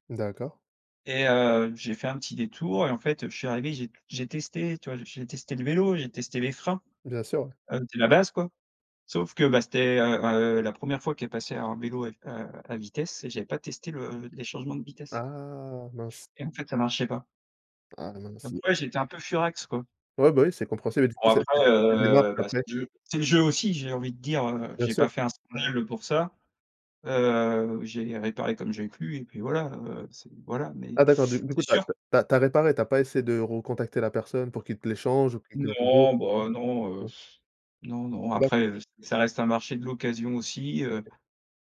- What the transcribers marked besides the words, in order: drawn out: "Ah"; blowing
- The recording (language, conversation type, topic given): French, podcast, Préfères-tu acheter neuf ou d’occasion, et pourquoi ?